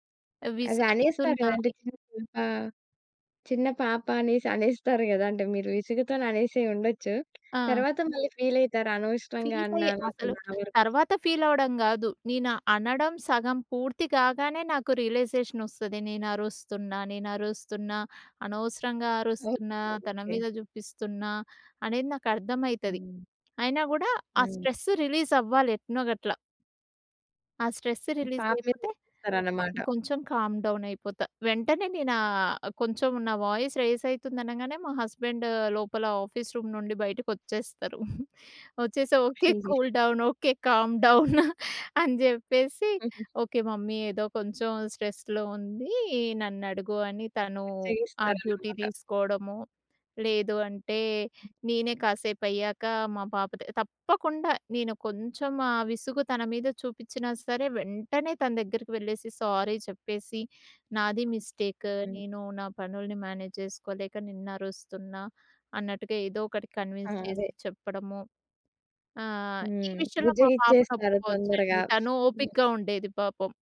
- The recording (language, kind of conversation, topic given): Telugu, podcast, పని ఒత్తిడి వల్ల మీకు ఎప్పుడైనా పూర్తిగా అలసిపోయినట్టుగా అనిపించిందా, దాన్ని మీరు ఎలా ఎదుర్కొన్నారు?
- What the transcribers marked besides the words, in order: other background noise; in English: "ఫీల్"; in English: "ఫీల్"; in English: "రియలైజేషన్"; in English: "స్ట్రెస్ రిలీజ్"; in English: "స్ట్రెస్ రిలీజ్"; in English: "కామ్ డౌన్"; in English: "వాయిస్ రెయిస్"; in English: "హస్బెండ్"; in English: "ఆఫీస్ రూమ్"; giggle; in English: "కూల్ డౌన్"; in English: "కామ్ డౌన్"; giggle; in English: "మమ్మీ"; in English: "స్ట్రెస్‌లో"; in English: "డ్యూటీ"; in English: "సారీ"; in English: "మిస్టేక్"; in English: "మేనేజ్"; in English: "కన్విన్స్"; tapping